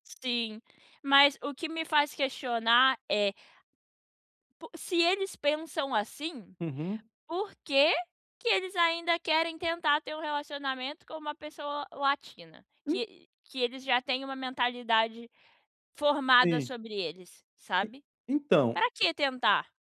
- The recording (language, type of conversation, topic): Portuguese, advice, Como posso conciliar um relacionamento com valores fundamentais diferentes?
- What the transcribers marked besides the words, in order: none